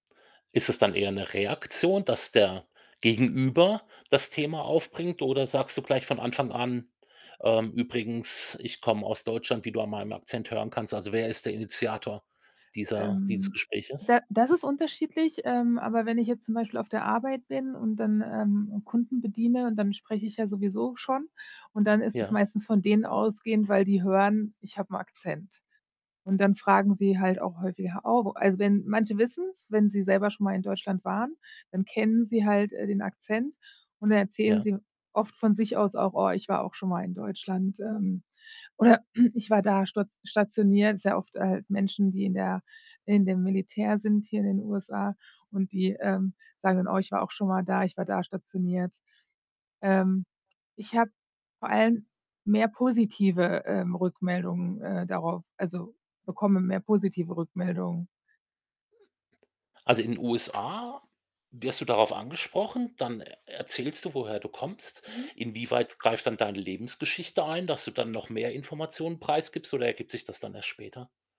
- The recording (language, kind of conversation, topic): German, podcast, Wie erzählst du von deiner Herkunft, wenn du neue Leute triffst?
- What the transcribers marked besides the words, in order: static; throat clearing; other background noise